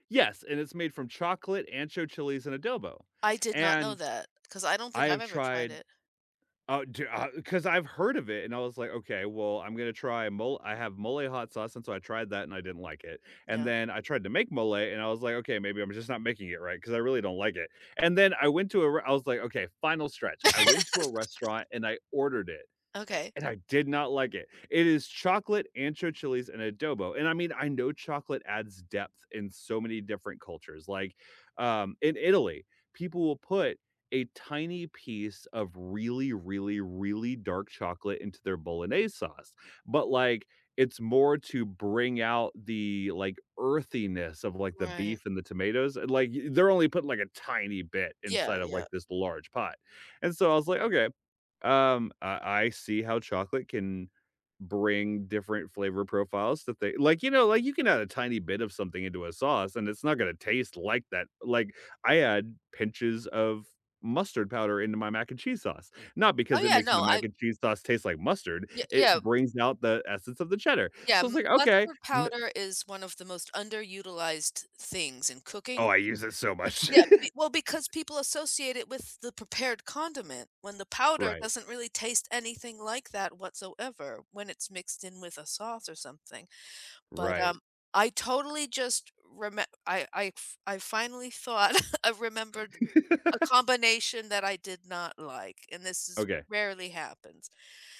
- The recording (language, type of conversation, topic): English, unstructured, What’s a food combination that sounds weird but tastes amazing?
- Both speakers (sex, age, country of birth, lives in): female, 40-44, United States, United States; male, 30-34, United States, United States
- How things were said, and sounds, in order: tapping; laugh; giggle; other background noise; laughing while speaking: "thought"; chuckle; laugh